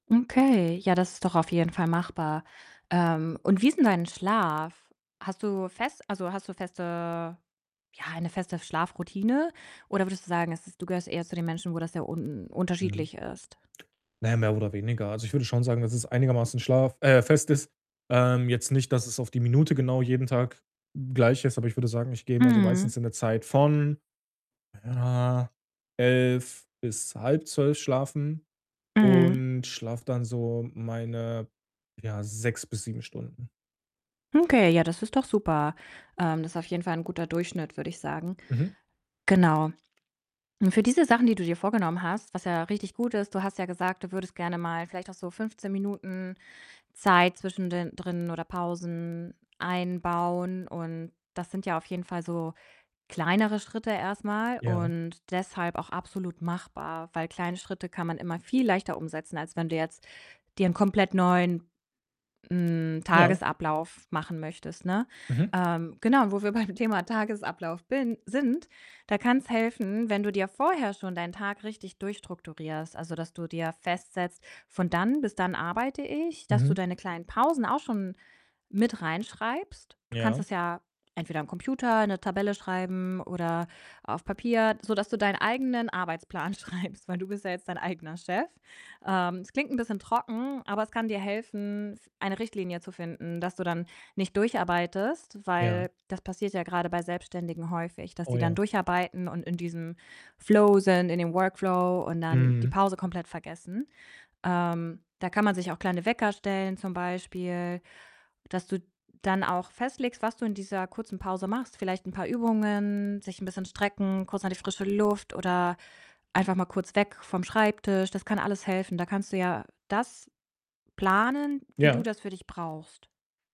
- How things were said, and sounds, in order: distorted speech; other background noise; static; laughing while speaking: "beim Thema"; laughing while speaking: "schreibst"
- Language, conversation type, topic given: German, advice, Wie finde ich eine gute Balance zwischen Arbeit, Bewegung und Erholung?